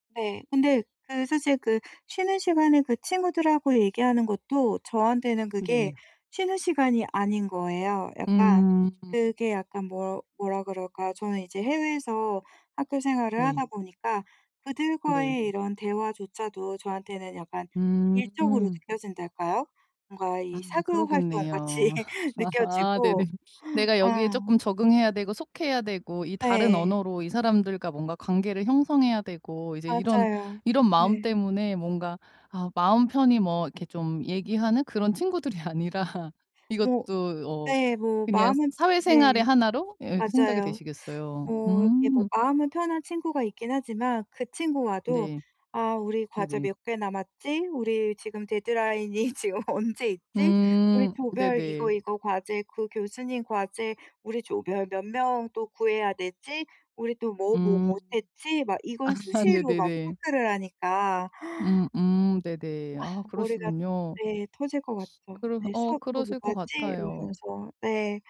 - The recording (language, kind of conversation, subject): Korean, advice, 일상적인 스트레스 속에서 생각에 휘둘리지 않고 마음을 지키려면 어떻게 마음챙김을 실천하면 좋을까요?
- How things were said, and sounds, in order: other background noise; laugh; laughing while speaking: "네네"; laughing while speaking: "활동같이"; laughing while speaking: "친구들이 아니라"; laughing while speaking: "데드라인이 지금 언제"; laughing while speaking: "아"; background speech; gasp